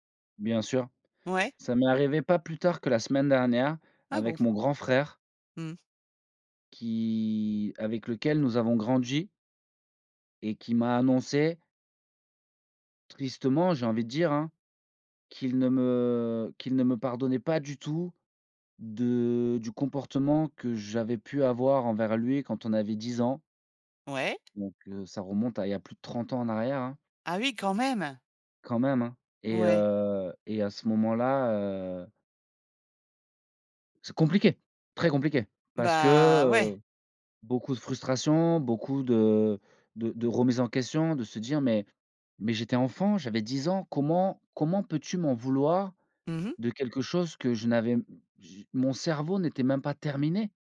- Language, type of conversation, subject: French, podcast, Comment reconnaître ses torts et s’excuser sincèrement ?
- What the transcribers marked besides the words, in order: drawn out: "Qui"; drawn out: "me"; drawn out: "de"; tapping; drawn out: "heu"; drawn out: "heu"; other background noise; stressed: "compliqué"; drawn out: "Bah"; stressed: "dix ans"; stressed: "terminé"